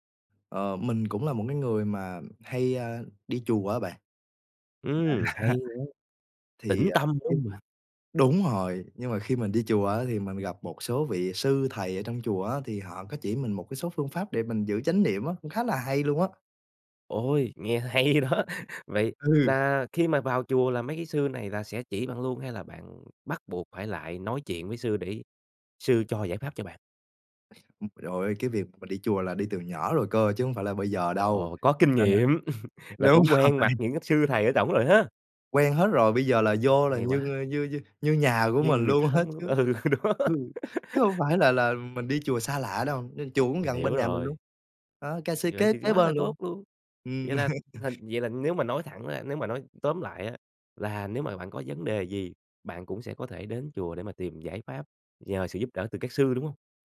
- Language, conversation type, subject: Vietnamese, podcast, Bạn có bí quyết nào để giữ chánh niệm khi cuộc sống bận rộn không?
- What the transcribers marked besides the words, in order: tapping; laughing while speaking: "À"; unintelligible speech; laughing while speaking: "hay đó!"; chuckle; laughing while speaking: "rồi"; laughing while speaking: "á"; laughing while speaking: "ừ, đó"; laugh; laugh